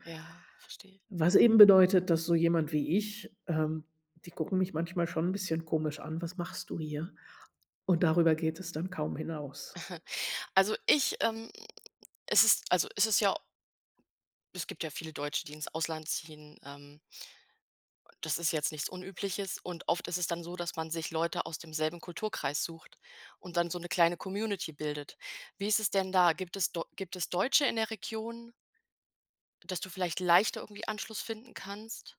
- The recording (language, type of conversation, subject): German, advice, Wie erlebst du den Umzug in eine neue Stadt, in der du niemanden kennst?
- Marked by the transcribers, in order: chuckle